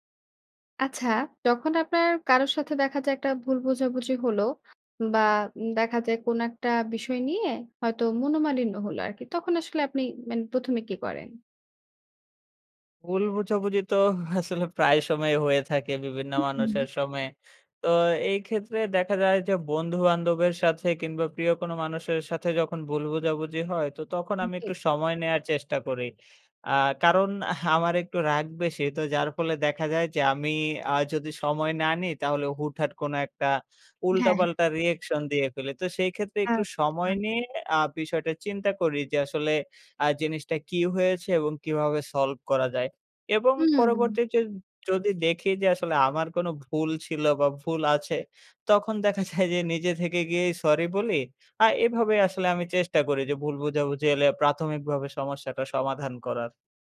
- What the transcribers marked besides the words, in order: chuckle; chuckle; "পরবর্তীতে" said as "পরবর্তীচে"; laughing while speaking: "যায় যে"
- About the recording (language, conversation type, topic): Bengali, podcast, ভুল বোঝাবুঝি হলে আপনি প্রথমে কী করেন?